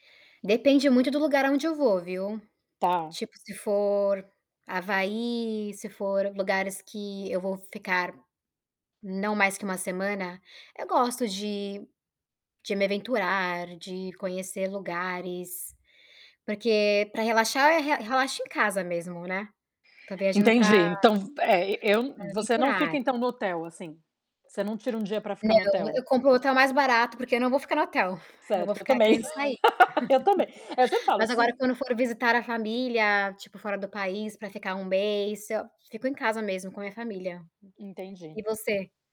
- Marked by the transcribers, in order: distorted speech; laugh
- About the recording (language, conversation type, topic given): Portuguese, unstructured, O que você gosta de experimentar quando viaja?
- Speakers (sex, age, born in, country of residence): female, 25-29, Brazil, United States; female, 40-44, Brazil, United States